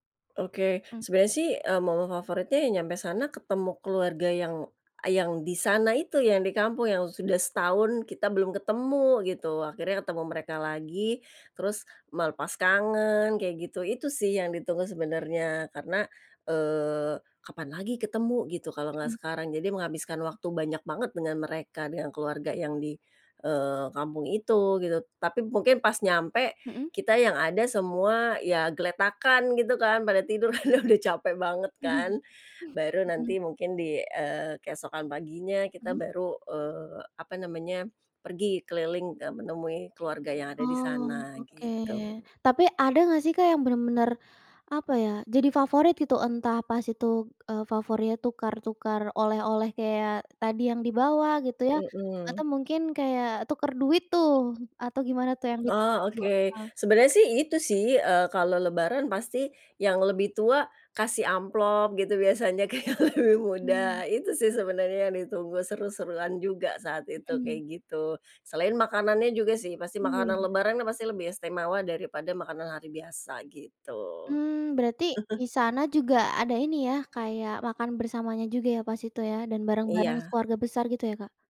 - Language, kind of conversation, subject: Indonesian, podcast, Bisa ceritakan tradisi keluarga yang paling berkesan buatmu?
- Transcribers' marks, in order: laughing while speaking: "karena"; chuckle; other background noise; laughing while speaking: "ke yang lebih"